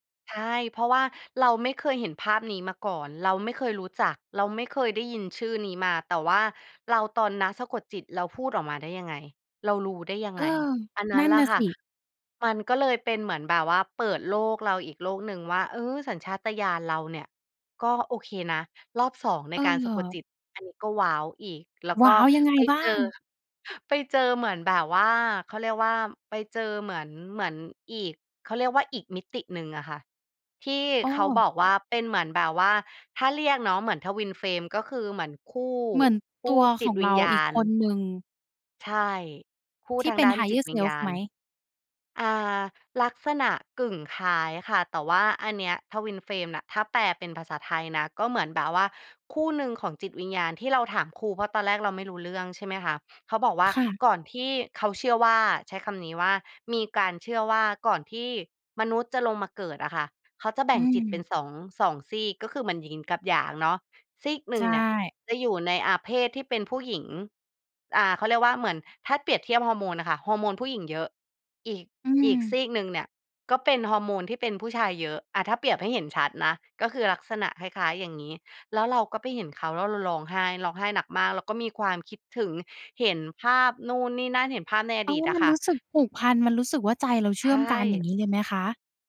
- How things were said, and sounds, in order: in English: "Higher Self"
- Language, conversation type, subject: Thai, podcast, เราควรปรับสมดุลระหว่างสัญชาตญาณกับเหตุผลในการตัดสินใจอย่างไร?